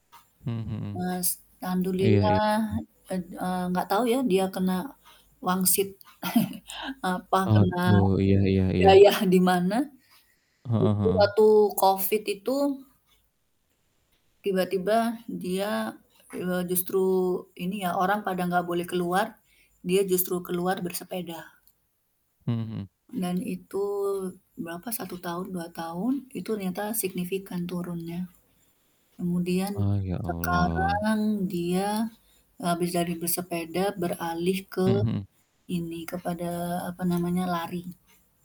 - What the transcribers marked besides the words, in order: other animal sound; other background noise; tapping; chuckle; laughing while speaking: "daya"; distorted speech
- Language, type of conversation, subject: Indonesian, unstructured, Apa yang membuat olahraga penting dalam kehidupan sehari-hari?